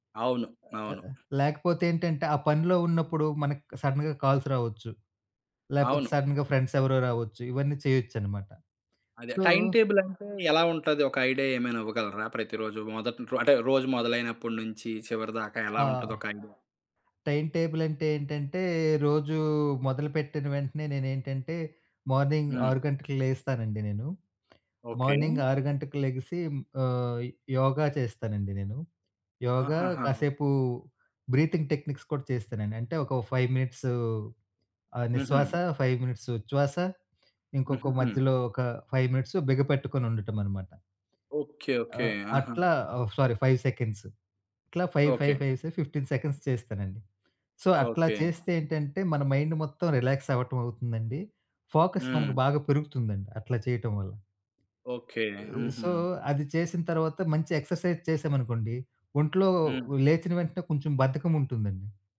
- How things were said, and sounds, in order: in English: "సడెన్‌గా కాల్స్"; in English: "సడెన్‌గా ఫ్రెండ్స్"; in English: "టైమ్ టేబుల్"; in English: "సో"; in English: "టైమ్ టేబుల్"; in English: "మార్నింగ్"; in English: "మార్నింగ్"; in English: "బ్రీతింగ్ టెక్నిక్స్"; in English: "ఫైవ్"; in English: "ఫైవ్ మినిట్స్"; in English: "ఫైవ్ మినిట్స్"; other background noise; in English: "ఫైవ్ సెకండ్స్"; in English: "ఫైవ్ ఫైవ్ ఫైవ్ ఫిఫ్టీన్ సెకండ్స్"; in English: "సో"; in English: "మైండ్"; in English: "రిలాక్స్"; in English: "ఫోకస్"; in English: "సో"; in English: "ఎక్సర్సైజ్"
- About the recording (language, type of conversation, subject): Telugu, podcast, ఉత్పాదకంగా ఉండడానికి మీరు పాటించే రోజువారీ దినచర్య ఏమిటి?